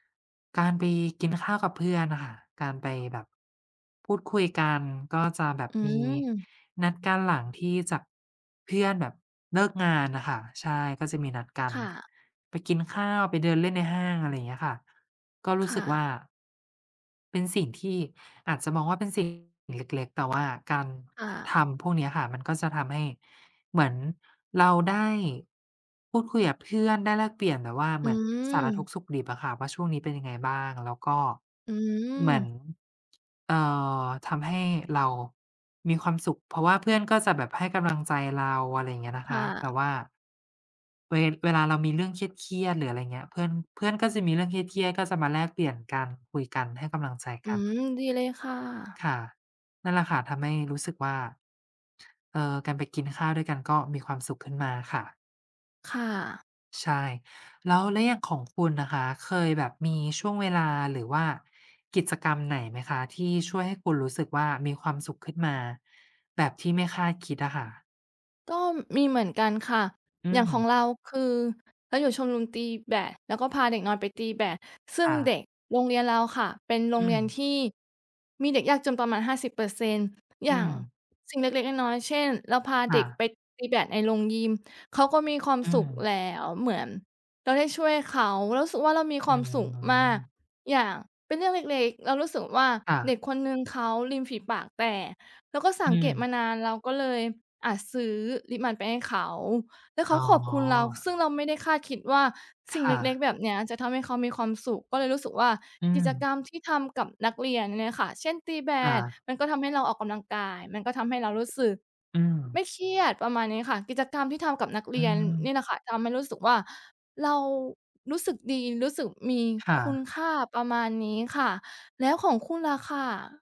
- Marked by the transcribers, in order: other background noise
- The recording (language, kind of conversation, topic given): Thai, unstructured, คุณมีวิธีอย่างไรในการรักษาความสุขในชีวิตประจำวัน?